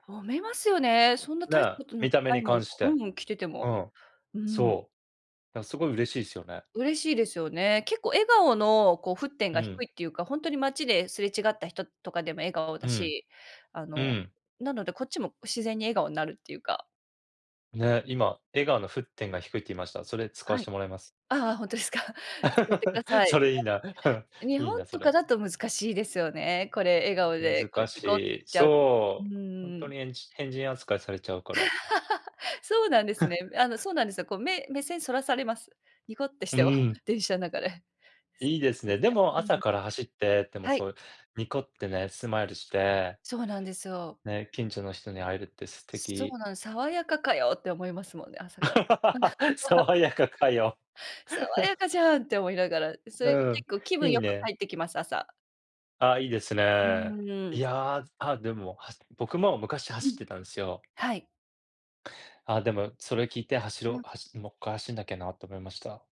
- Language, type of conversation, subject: Japanese, unstructured, あなたの笑顔を引き出すものは何ですか？
- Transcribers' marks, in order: laughing while speaking: "ほんとすか"; laugh; laughing while speaking: "それいいな"; chuckle; laugh; chuckle; tapping; laughing while speaking: "ニコってしても"; laugh; laughing while speaking: "爽やかかよ"; laugh; other background noise